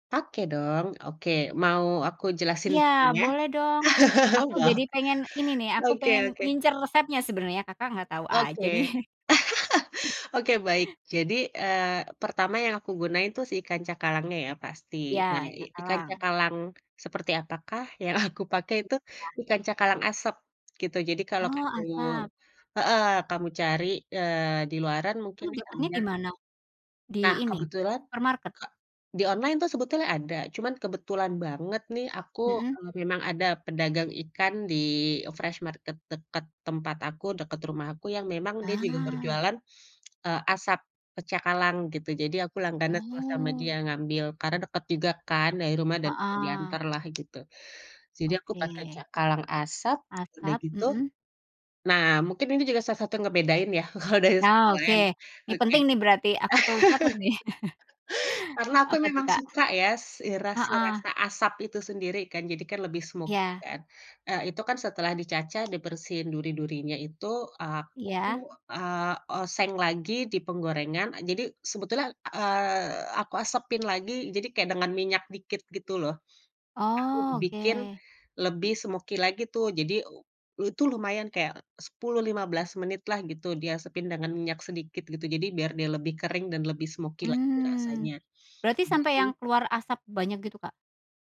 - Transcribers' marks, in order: laugh; laugh; laugh; tapping; laughing while speaking: "aku"; in English: "fresh market"; "cakalang" said as "pecakalang"; laughing while speaking: "kalau dari"; laugh; chuckle; other background noise; in English: "smoky"; in English: "smoky"; in English: "smoky"
- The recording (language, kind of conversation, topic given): Indonesian, podcast, Pengalaman memasak apa yang paling sering kamu ulangi di rumah, dan kenapa?